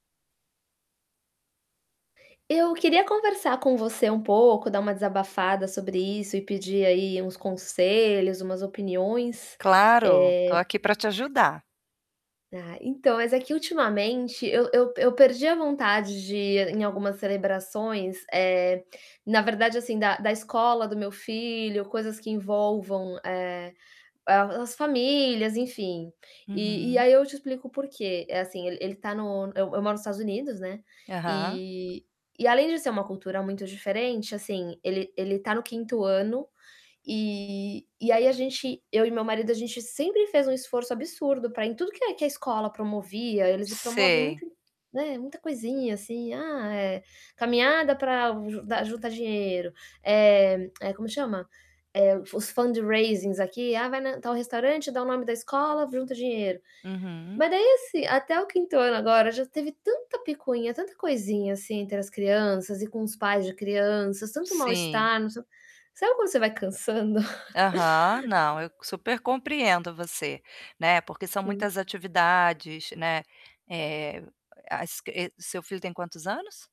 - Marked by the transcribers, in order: static; tapping; tongue click; in English: "fundraising"; chuckle
- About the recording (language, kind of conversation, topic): Portuguese, advice, Por que eu não tenho vontade de participar de celebrações?